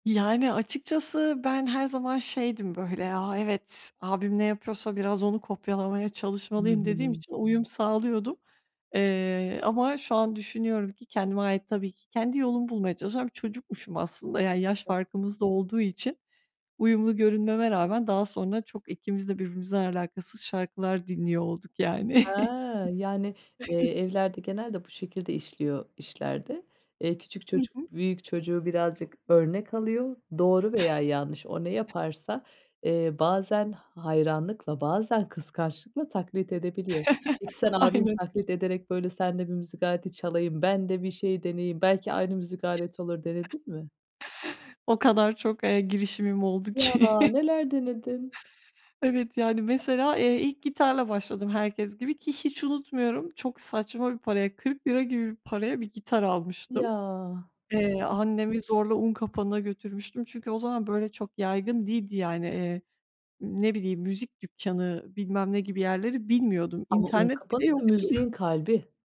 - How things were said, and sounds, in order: other background noise; chuckle; laughing while speaking: "Evet"; chuckle; laughing while speaking: "Aynen"; unintelligible speech; laughing while speaking: "ki"; chuckle; tapping; unintelligible speech; laughing while speaking: "yoktu"
- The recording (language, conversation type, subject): Turkish, podcast, Büyürken evde en çok hangi müzikler çalardı?